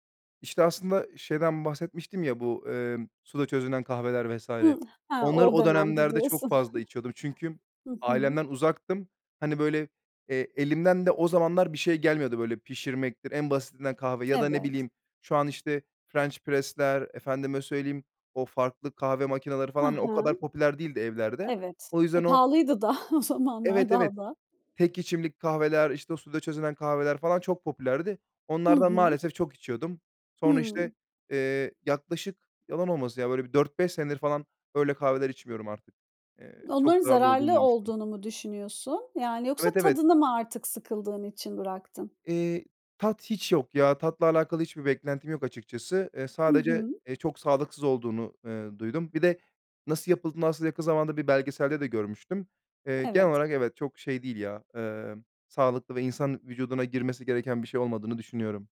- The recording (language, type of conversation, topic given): Turkish, podcast, Kafein tüketimini nasıl dengeliyorsun ve senin için sınır nerede başlıyor?
- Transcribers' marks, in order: tapping; chuckle; in English: "French Press'ler"; laughing while speaking: "pahalıydı da o zamanlar daha da"; other background noise